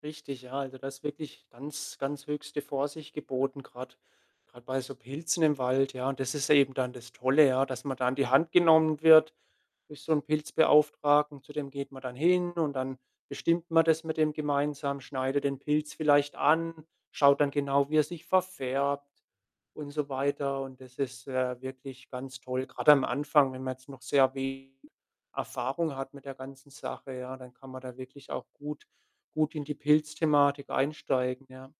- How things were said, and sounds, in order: distorted speech
- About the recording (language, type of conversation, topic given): German, podcast, Welche Dinge brauchst du wirklich für einen Naturausflug?